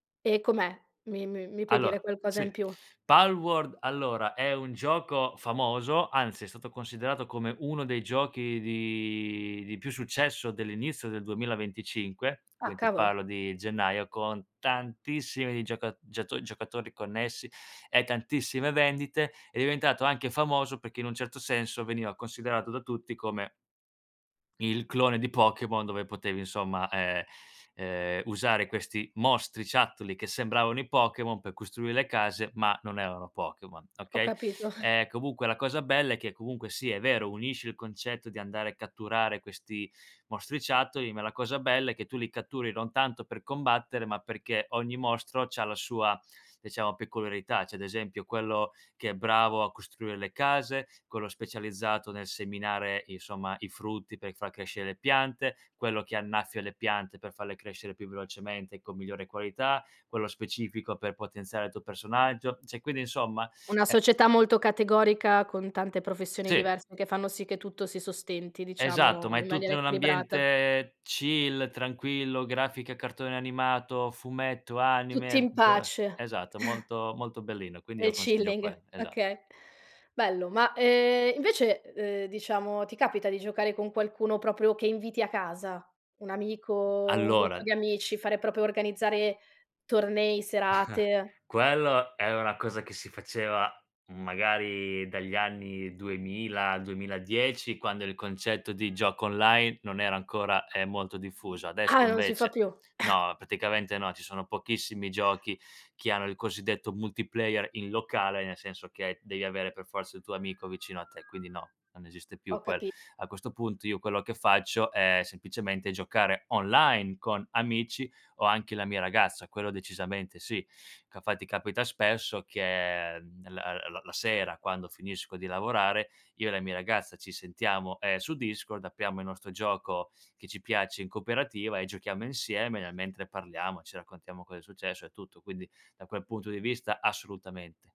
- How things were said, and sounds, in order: drawn out: "di"; tapping; "perché" said as "peché"; chuckle; "Cioè" said as "ceh"; in English: "chill"; chuckle; in English: "chilling"; "proprio" said as "propro"; other background noise; "proprio" said as "propro"; chuckle; horn; "praticamente" said as "paticamente"; chuckle; in English: "multiplayer"; siren
- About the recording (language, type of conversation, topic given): Italian, podcast, Raccontami di un hobby che ti appassiona davvero